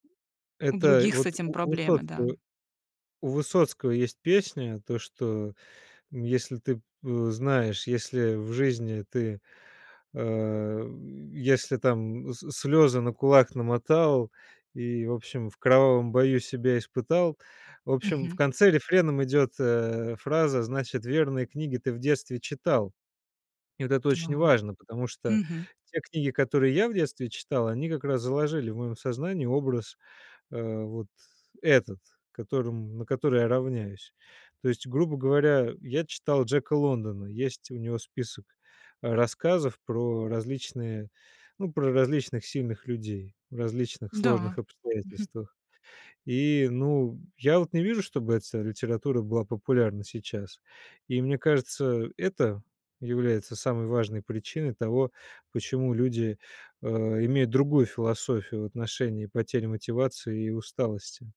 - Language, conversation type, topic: Russian, podcast, Как вы справляетесь с потерей мотивации и усталостью в трудные дни?
- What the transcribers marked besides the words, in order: none